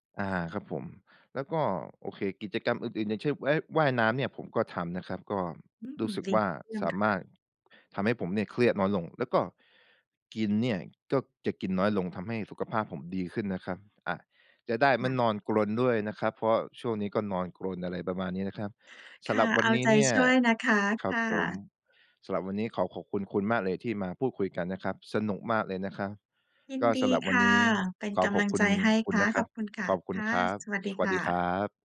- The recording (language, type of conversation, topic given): Thai, advice, ฉันควบคุมการกินตามอารมณ์เวลาเครียดได้อย่างไร?
- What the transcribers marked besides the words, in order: tapping